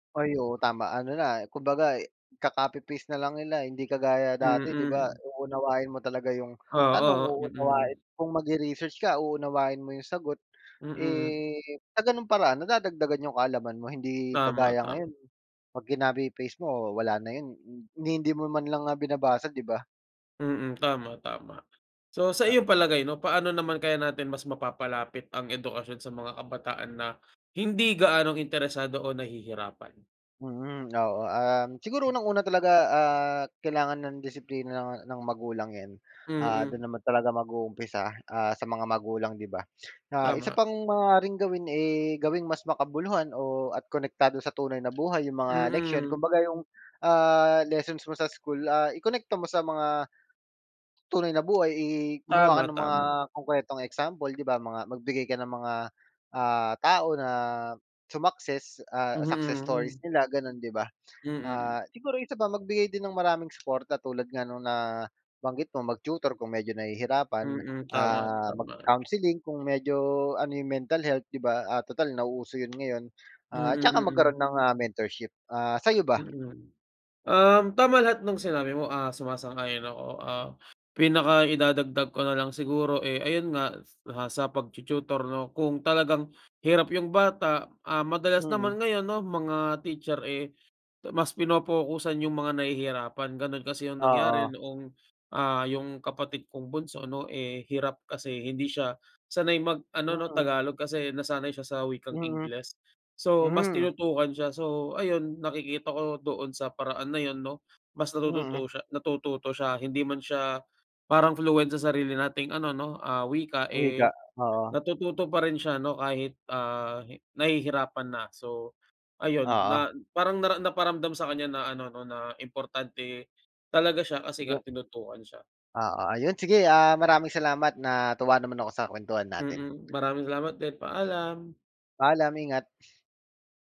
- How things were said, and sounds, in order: other animal sound; other background noise; tapping
- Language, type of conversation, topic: Filipino, unstructured, Paano mo maipapaliwanag ang kahalagahan ng edukasyon sa mga kabataan?